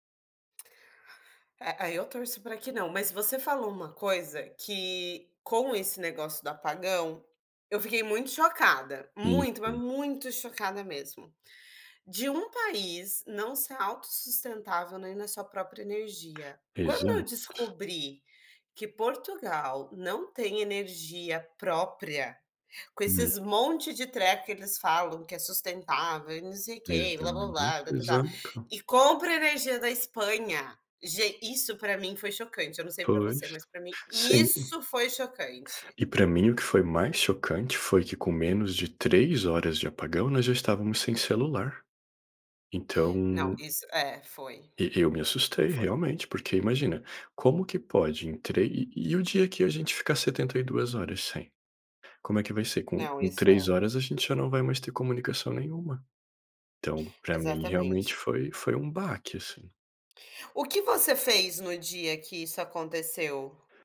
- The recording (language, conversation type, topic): Portuguese, unstructured, Como o medo das notícias afeta sua vida pessoal?
- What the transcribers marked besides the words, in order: other background noise; stressed: "muito"; tapping; stressed: "isso"